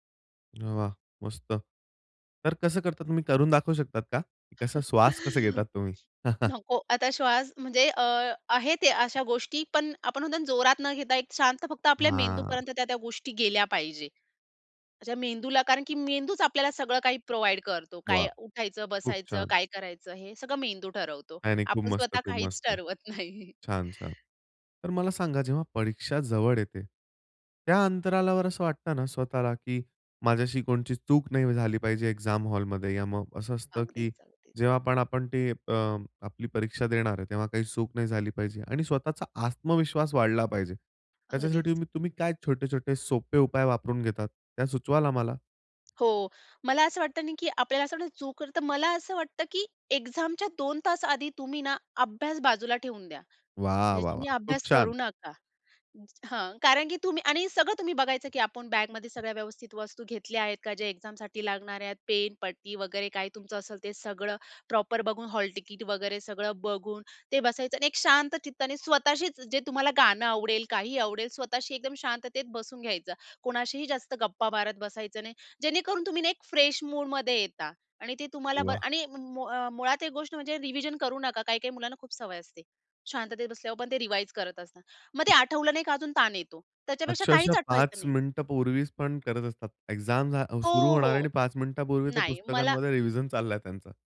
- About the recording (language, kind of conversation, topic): Marathi, podcast, परीक्षेचा तणाव कमी करण्यासाठी कोणते सोपे उपाय तुम्ही सुचवाल?
- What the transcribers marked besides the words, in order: chuckle; in English: "प्रोव्हाईड"; laughing while speaking: "ठरवत नाही"; "कोणती" said as "कोणची"; in English: "एक्झाम"; in English: "एक्झामच्या"; in English: "एक्झामसाठी"; in English: "प्रॉपर"; in English: "फ्रेश मूडमध्ये"; in English: "रिव्हिजन"; in English: "रिवाइज"; other background noise; in English: "एक्झाम"